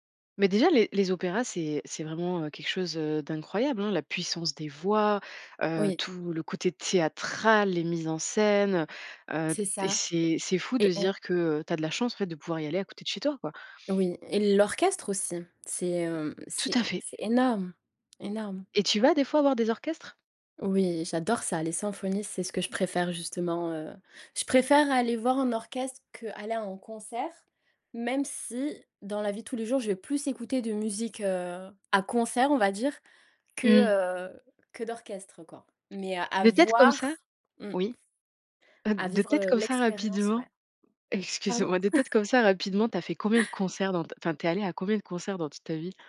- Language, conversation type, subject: French, podcast, Quelle découverte musicale a changé ta playlist ?
- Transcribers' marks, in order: stressed: "théâtral"; stressed: "scène"; tapping; chuckle; chuckle